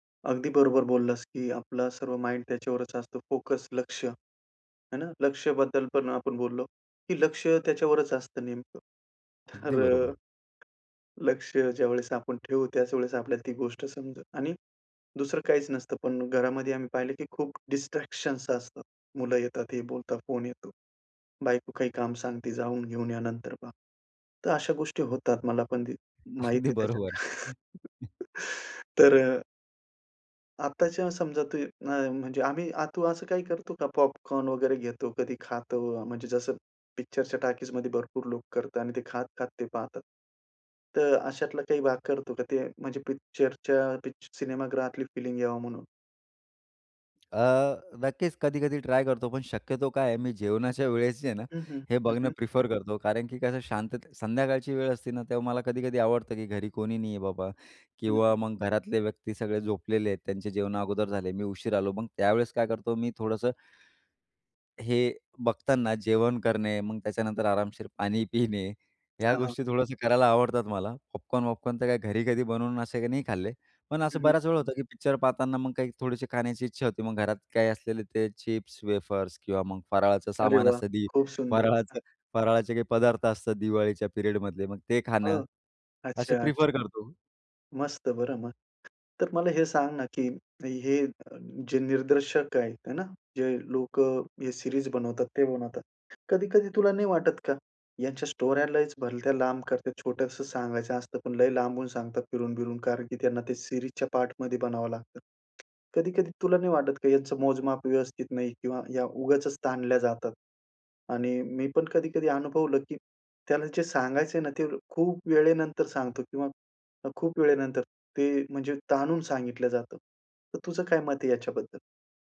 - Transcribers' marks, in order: in English: "माईंड"; other noise; tapping; "समजेल" said as "समजन"; in English: "डिस्ट्रॅक्शन"; laughing while speaking: "अगदी बरोबर"; chuckle; joyful: "पाणी पिणे ह्या गोष्टी थोडंसं करायला आवडतात मला"; in English: "पिरियडमधले"; in English: "सिरीज"; other background noise; in English: "स्टोऱ्या"; in English: "सिरीजच्या"
- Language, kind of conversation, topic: Marathi, podcast, स्ट्रीमिंगमुळे सिनेमा पाहण्याचा अनुभव कसा बदलला आहे?